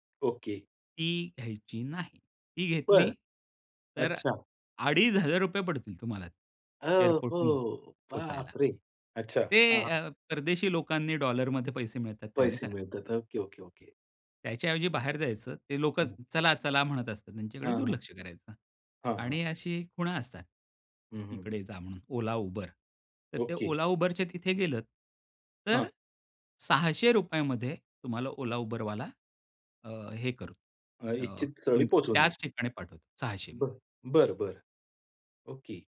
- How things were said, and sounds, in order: other background noise
- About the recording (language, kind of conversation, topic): Marathi, podcast, नवीन शहरात किंवा ठिकाणी गेल्यावर तुम्हाला कोणते बदल अनुभवायला आले?